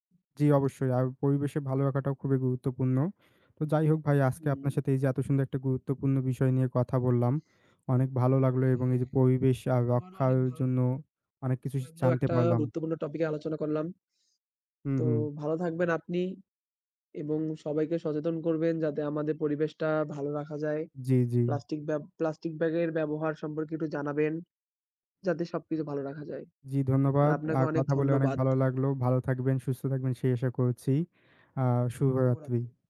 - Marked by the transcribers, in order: none
- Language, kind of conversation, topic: Bengali, unstructured, পরিবেশ রক্ষা করার জন্য আমরা কী কী ছোট ছোট কাজ করতে পারি?